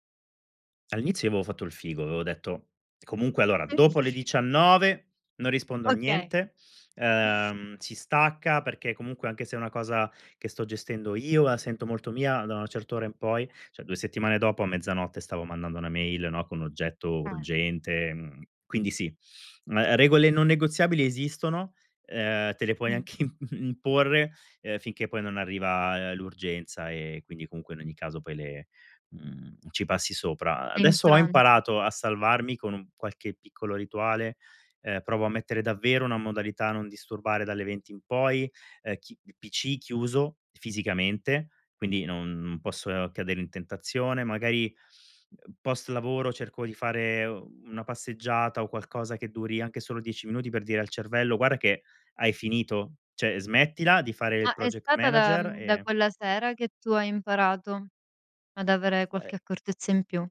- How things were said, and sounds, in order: unintelligible speech; other background noise; "Cioè" said as "ceh"; laughing while speaking: "imporre"; "cioè" said as "ceh"
- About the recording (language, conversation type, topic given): Italian, podcast, Cosa fai per mantenere l'equilibrio tra lavoro e vita privata?